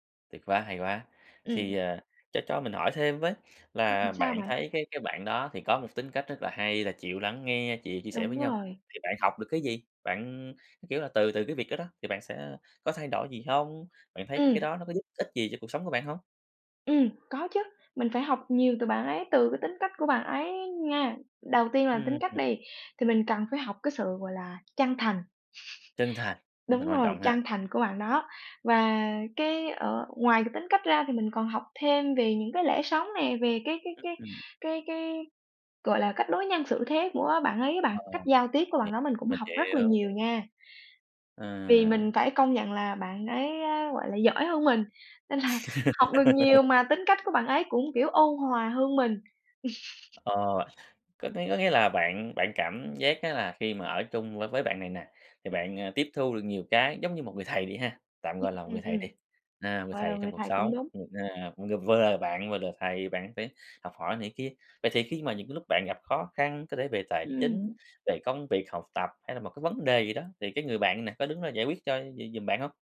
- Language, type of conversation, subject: Vietnamese, podcast, Bạn có thể kể về vai trò của tình bạn trong đời bạn không?
- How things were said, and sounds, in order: laugh; laugh; laughing while speaking: "là"; tapping; chuckle; other background noise